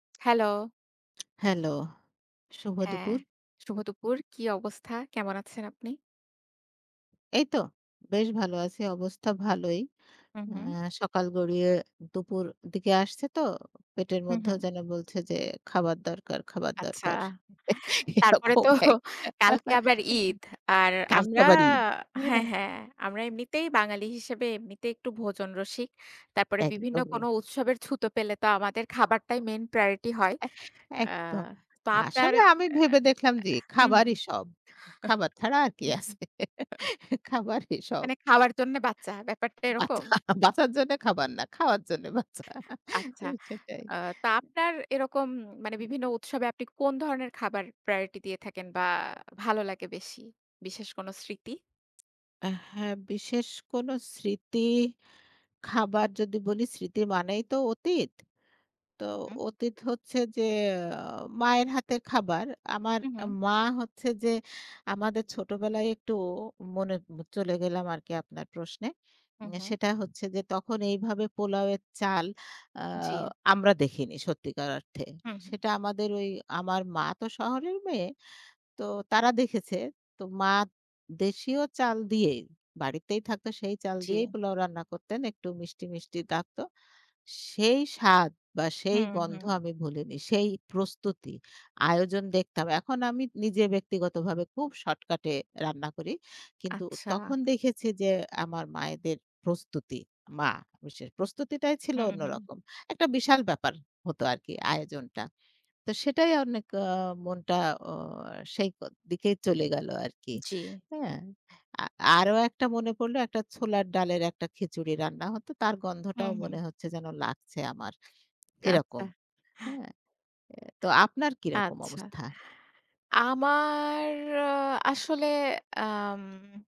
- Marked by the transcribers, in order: chuckle; laughing while speaking: "এরকম একটা"; other background noise; in English: "priority"; chuckle; laughing while speaking: "বাঁচা বাঁচার জন্য খাবার না খাওয়ার জন্য বাঁচা। সেটাই"; tapping; lip smack; lip smack
- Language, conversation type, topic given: Bengali, unstructured, কোন খাবার আপনার মেজাজ ভালো করে তোলে?